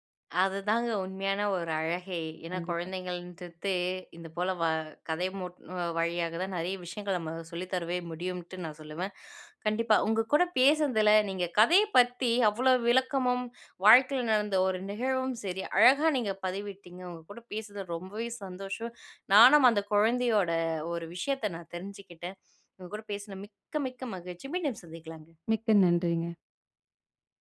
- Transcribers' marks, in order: none
- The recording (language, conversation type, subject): Tamil, podcast, கதையை நீங்கள் எப்படி தொடங்குவீர்கள்?